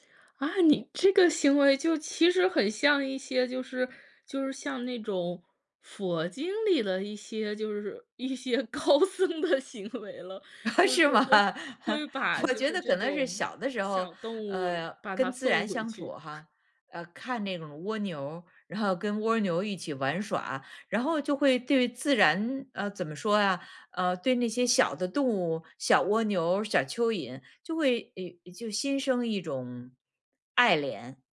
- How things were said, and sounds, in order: laughing while speaking: "些高僧的行为了"; laugh; laughing while speaking: "是吗？我觉得"; chuckle
- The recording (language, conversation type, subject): Chinese, podcast, 自然如何帮助人们培养观察力和同理心？